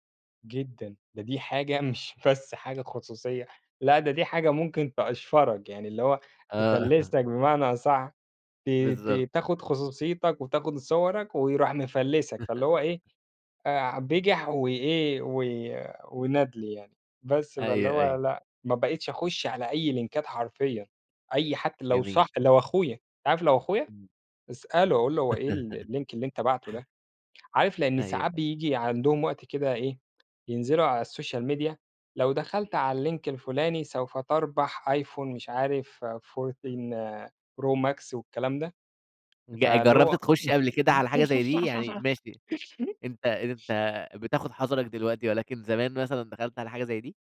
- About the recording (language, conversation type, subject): Arabic, podcast, بتخاف على خصوصيتك مع تطور الأجهزة الذكية؟
- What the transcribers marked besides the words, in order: laughing while speaking: "مش بس"; chuckle; laugh; in English: "لينكات"; laugh; in English: "الLink"; in English: "الSocial media"; in English: "الLink"; tapping; giggle